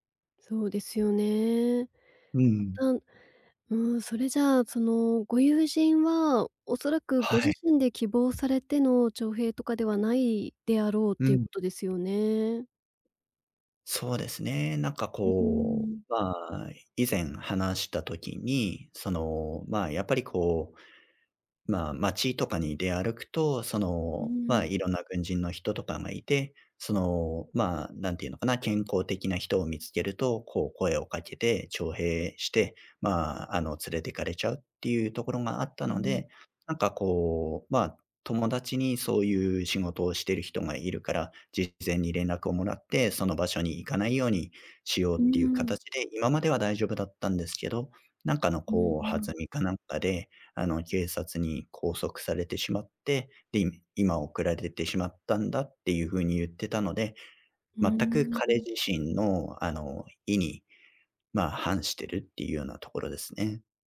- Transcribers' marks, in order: tapping
- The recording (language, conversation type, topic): Japanese, advice, 別れた直後のショックや感情をどう整理すればよいですか？